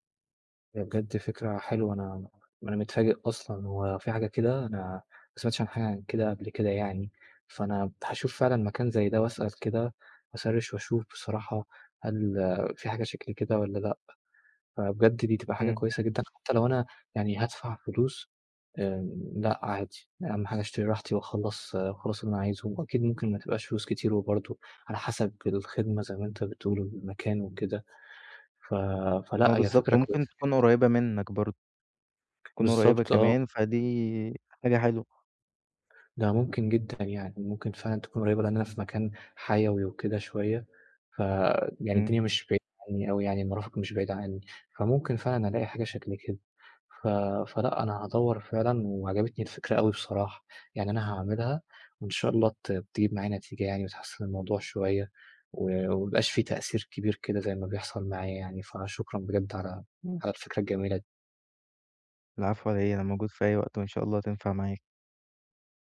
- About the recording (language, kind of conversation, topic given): Arabic, advice, إزاي دوشة البيت والمقاطعات بتعطّلك عن التركيز وتخليك مش قادر تدخل في حالة تركيز تام؟
- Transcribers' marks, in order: in English: "هاسرِّش"; tapping